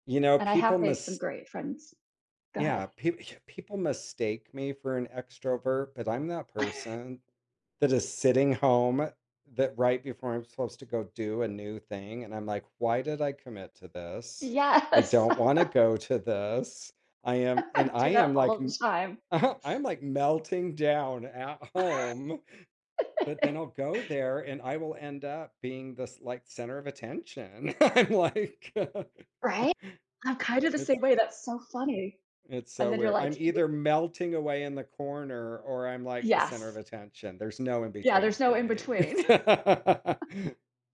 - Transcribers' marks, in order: chuckle; laughing while speaking: "Yes"; chuckle; chuckle; other background noise; laugh; laughing while speaking: "I'm like"; laugh; chuckle
- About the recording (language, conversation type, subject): English, unstructured, What surprising ways does exercise help your mental health?
- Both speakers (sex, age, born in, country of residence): female, 35-39, United States, United States; male, 50-54, United States, United States